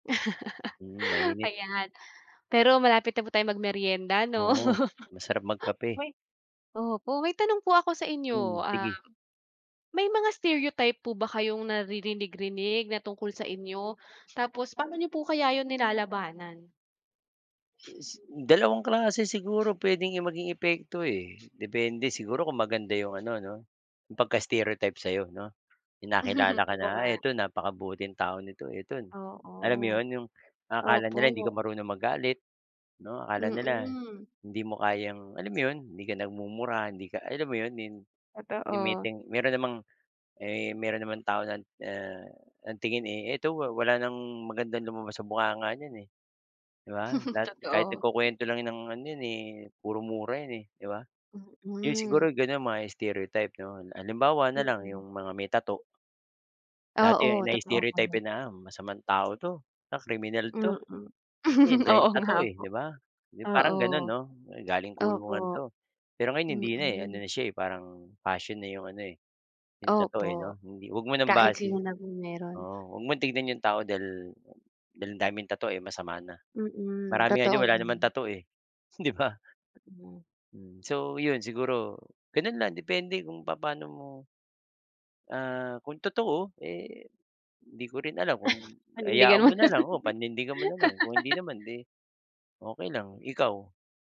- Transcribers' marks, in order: chuckle; chuckle; other background noise; tapping; other noise; chuckle; chuckle; chuckle; laughing while speaking: "ba?"; laugh; laughing while speaking: "mo na lang"; laugh
- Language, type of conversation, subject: Filipino, unstructured, Paano mo hinaharap at nilalabanan ang mga stereotype tungkol sa iyo?
- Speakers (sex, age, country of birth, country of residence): female, 30-34, Philippines, Philippines; male, 50-54, Philippines, Philippines